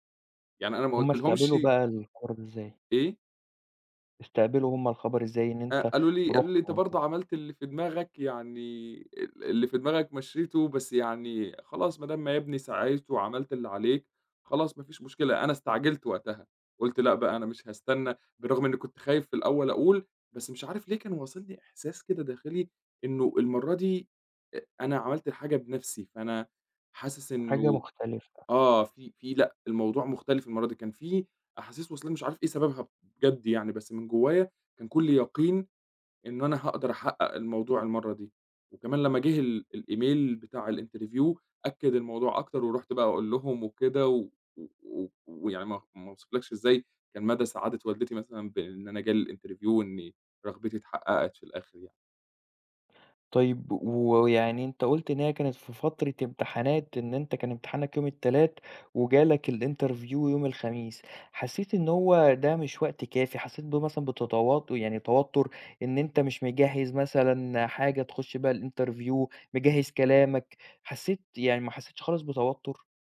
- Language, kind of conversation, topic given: Arabic, podcast, قرار غيّر مسار حياتك
- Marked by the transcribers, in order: unintelligible speech; in English: "الEmail"; in English: "الinterview"; in English: "الinterview"; in English: "الinterview"; in English: "الinterview"